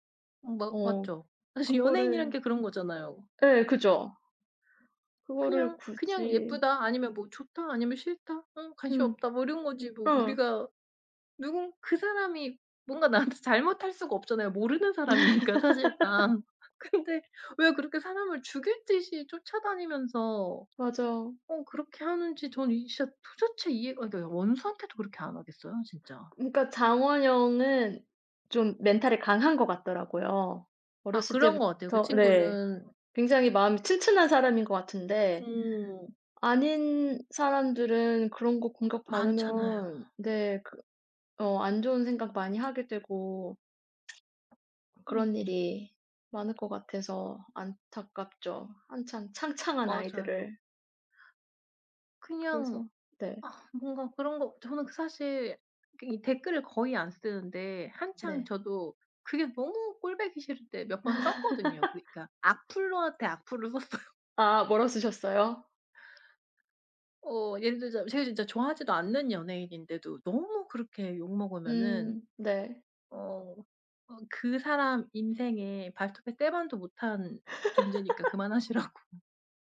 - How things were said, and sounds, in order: other background noise; laughing while speaking: "나한테"; laugh; laughing while speaking: "사람이니까 사실상. 근데"; tapping; laugh; laughing while speaking: "썼어요"; laugh; laughing while speaking: "그만하시라고"
- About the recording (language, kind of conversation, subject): Korean, unstructured, 연예계 스캔들이 대중에게 어떤 영향을 미치나요?